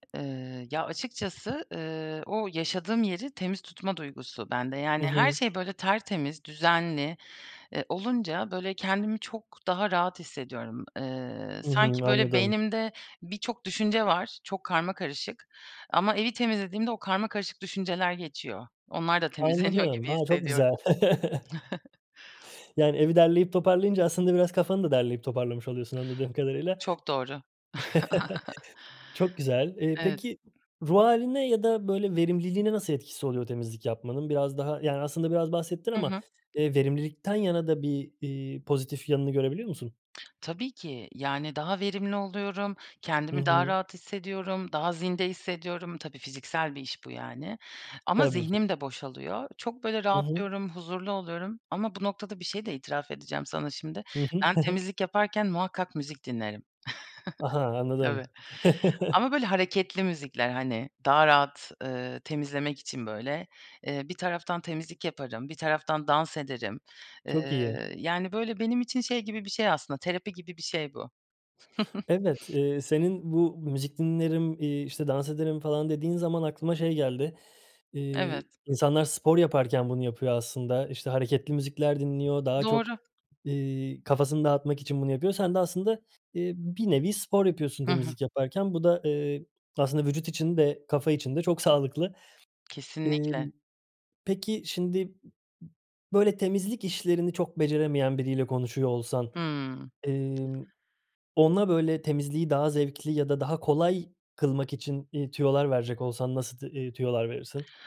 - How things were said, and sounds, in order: other background noise; chuckle; chuckle; chuckle; chuckle; chuckle
- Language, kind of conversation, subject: Turkish, podcast, Haftalık temizlik planını nasıl oluşturuyorsun?